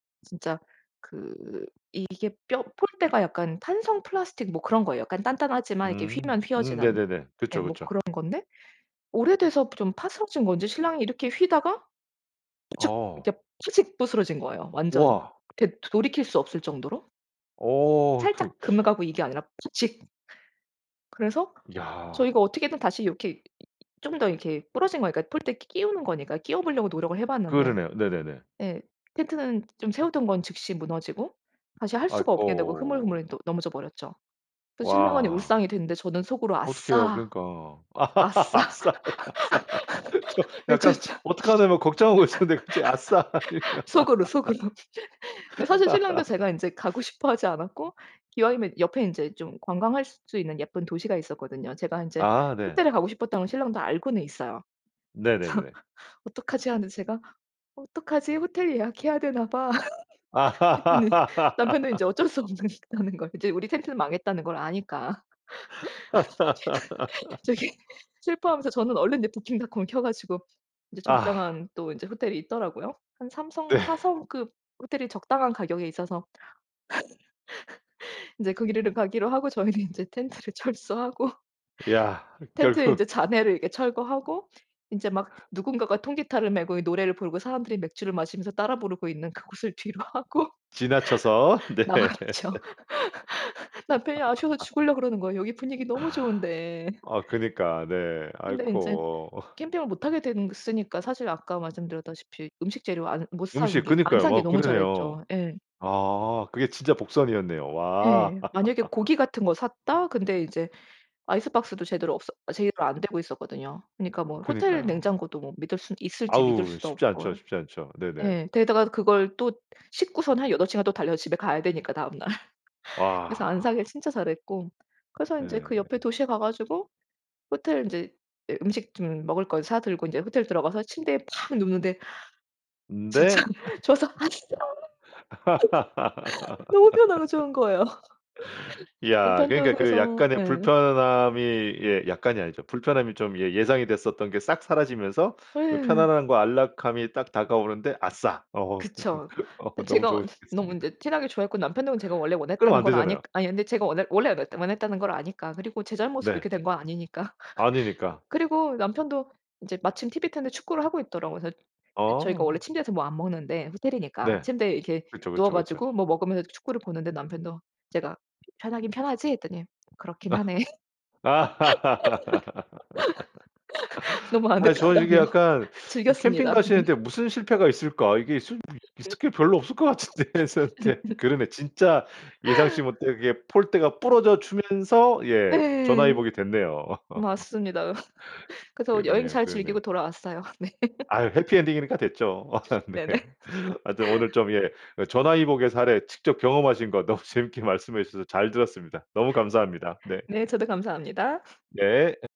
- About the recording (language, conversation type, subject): Korean, podcast, 예상치 못한 실패가 오히려 도움이 된 경험이 있으신가요?
- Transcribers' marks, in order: other background noise; teeth sucking; laugh; laughing while speaking: "'아싸! 아싸!' 저"; laugh; laughing while speaking: "외쳤죠"; laugh; laughing while speaking: "걱정하고 있었는데 갑자기 '아싸!'"; laugh; laugh; laugh; laugh; laughing while speaking: "어쩔 수 없는 다는 걸"; laugh; laughing while speaking: "저기"; laugh; laughing while speaking: "저희는 인제 텐트를 철수하고"; laugh; laughing while speaking: "뒤로하고 나왔죠"; laugh; laughing while speaking: "네"; laugh; laugh; laugh; "게다가" said as "데다가"; laugh; laugh; laughing while speaking: "진짜 좋아서"; joyful: "'아싸!' 너무 편하고 좋은 거예요"; laugh; laughing while speaking: "거예요"; laugh; laugh; laughing while speaking: "어 너무 좋으셨겠습니다"; laugh; laugh; laugh; teeth sucking; laugh; laughing while speaking: "너무 아늑하다.며"; laugh; laughing while speaking: "같은데.' 이랬었는데"; laugh; laugh; laugh; laughing while speaking: "네"; laugh; laughing while speaking: "아 네"; laughing while speaking: "네네"; laugh; laughing while speaking: "너무 재밌게"; laugh